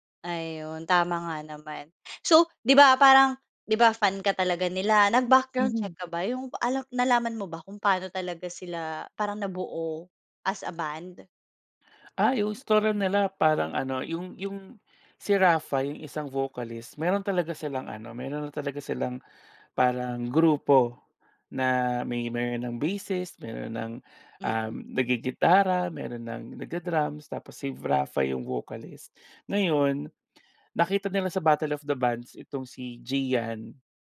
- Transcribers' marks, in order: sniff; tapping
- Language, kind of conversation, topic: Filipino, podcast, Ano ang paborito mong lokal na mang-aawit o banda sa ngayon, at bakit mo sila gusto?